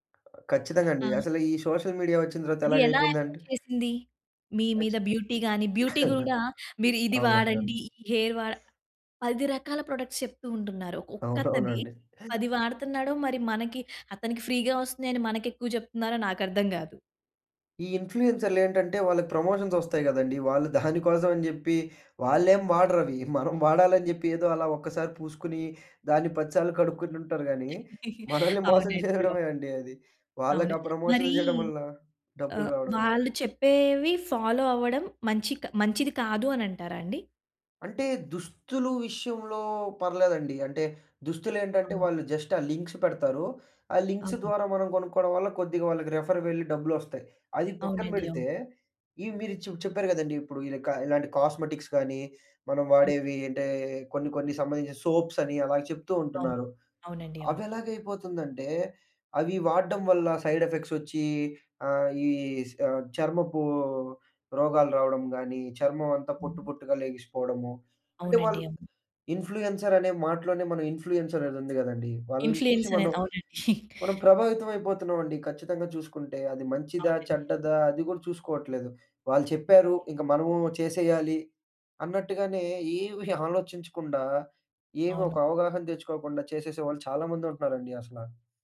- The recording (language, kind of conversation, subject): Telugu, podcast, సోషల్ మీడియాలో చూపుబాటలు మీ ఎంపికలను ఎలా మార్చేస్తున్నాయి?
- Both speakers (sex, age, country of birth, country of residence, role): female, 20-24, India, India, host; male, 20-24, India, India, guest
- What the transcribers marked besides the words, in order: other background noise; other noise; in English: "మీడియా"; in English: "ఎఫెక్ట్"; in English: "బ్యూటీ"; laugh; in English: "బ్యూటీ"; in English: "హెయిర్"; in English: "ప్రొడక్ట్స్"; laugh; in English: "ఫ్రీగా"; in English: "ఇన్ఫ్లూయెన్సర్లు"; in English: "ప్రమోషన్స్"; chuckle; giggle; laugh; laughing while speaking: "మనల్ని మోసం జేయడమే"; in English: "ఫాలో"; in English: "జస్ట్"; in English: "లింక్స్"; in English: "లింక్స్"; in English: "రిఫర్"; in English: "కాస్మెటిక్స్"; in English: "సోప్స్"; in English: "సైడ్ ఎఫెక్ట్స్"; in English: "ఇన్ఫ్లుయెన్సర్"; in English: "ఇన్ఫ్లుయెన్స్"; chuckle; tapping